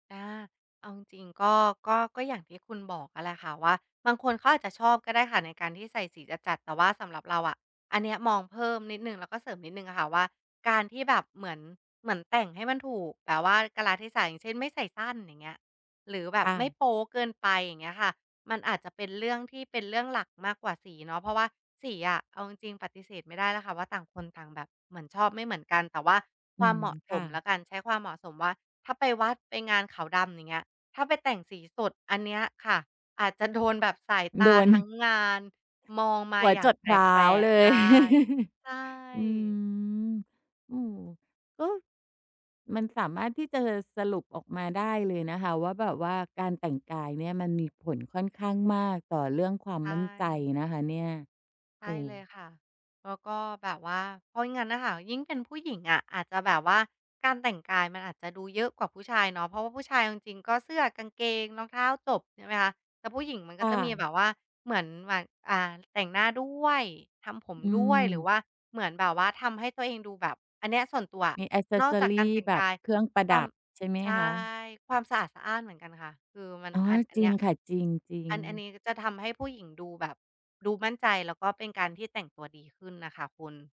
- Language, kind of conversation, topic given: Thai, podcast, คุณคิดว่าการแต่งกายส่งผลต่อความมั่นใจอย่างไรบ้าง?
- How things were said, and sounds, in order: tapping; other background noise; chuckle; drawn out: "อืม"; in English: "แอกเซสซอรี"